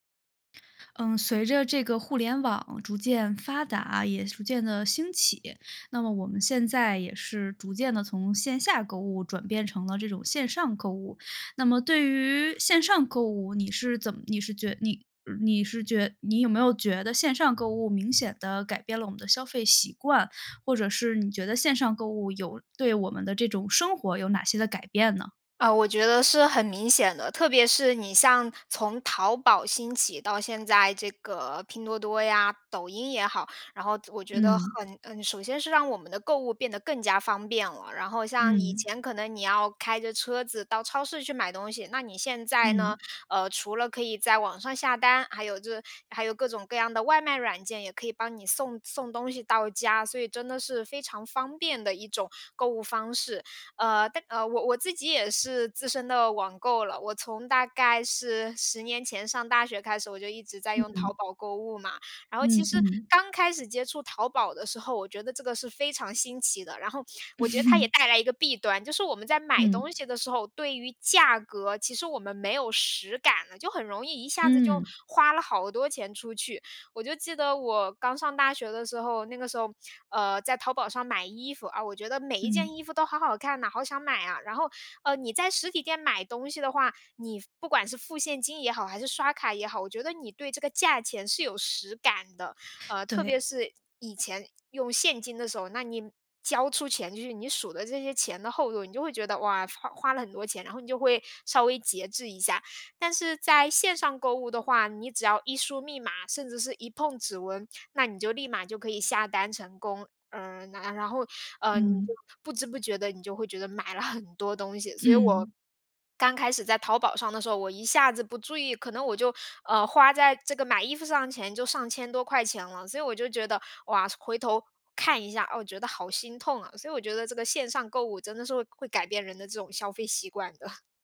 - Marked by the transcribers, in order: background speech; laugh; stressed: "很"; laughing while speaking: "的"
- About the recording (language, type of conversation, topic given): Chinese, podcast, 你怎么看线上购物改变消费习惯？